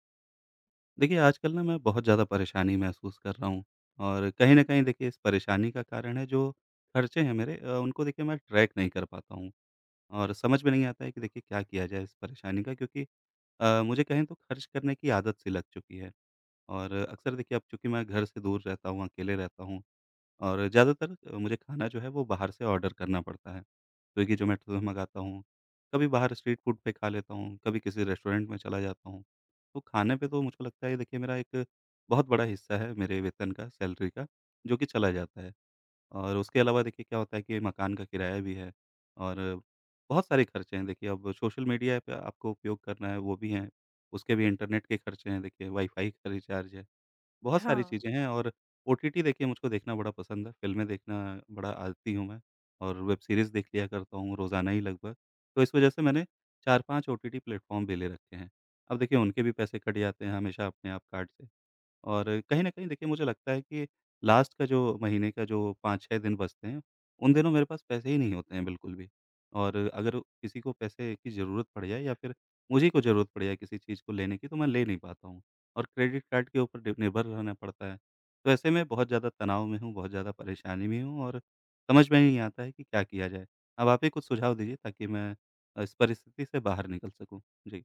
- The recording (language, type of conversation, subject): Hindi, advice, मासिक खर्चों का हिसाब न रखने की आदत के कारण आपको किस बात का पछतावा होता है?
- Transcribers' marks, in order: in English: "ट्रैक"; in English: "ऑर्डर"; in English: "स्ट्रीट फ़ूड"; in English: "रेस्टोरेंट"; in English: "सैलरी"; in English: "रिचार्ज"; in English: "वेब सीरीज़"; in English: "प्लेटफ़ॉर्म"; in English: "लास्ट"; in English: "क्रेडिट कार्ड"